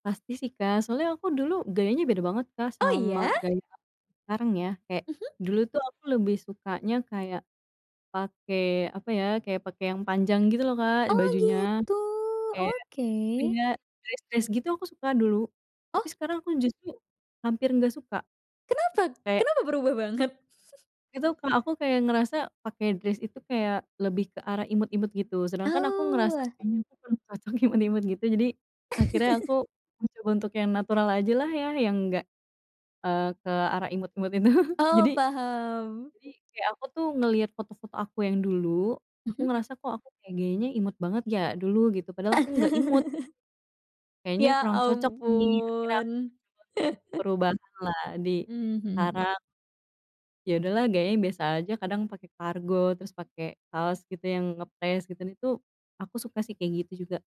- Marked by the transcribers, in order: tapping; in English: "dress dress"; chuckle; in English: "dress"; laughing while speaking: "cocok imut-imut"; chuckle; laughing while speaking: "imut-imut itu"; chuckle; chuckle
- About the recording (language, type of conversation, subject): Indonesian, podcast, Dari mana biasanya kamu mencari inspirasi gaya?